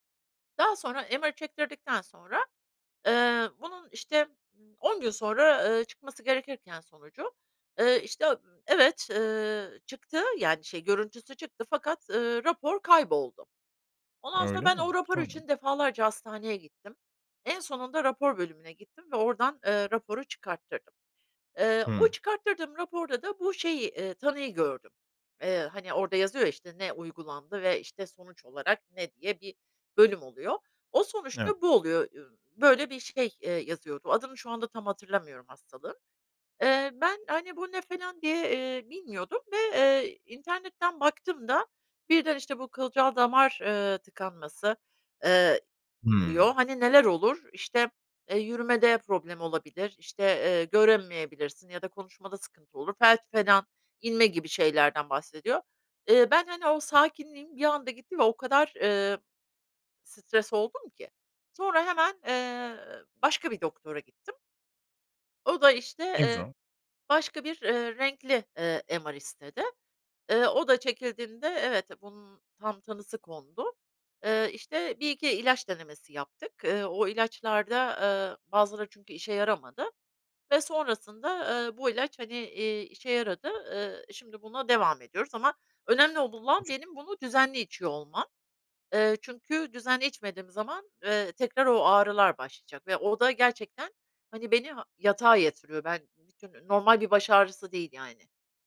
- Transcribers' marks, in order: in English: "MR'ı"; tapping; in English: "MR"; unintelligible speech; unintelligible speech
- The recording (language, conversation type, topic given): Turkish, advice, İlaçlarınızı veya takviyelerinizi düzenli olarak almamanızın nedeni nedir?
- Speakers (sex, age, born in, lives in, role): female, 50-54, Italy, United States, user; male, 25-29, Turkey, Spain, advisor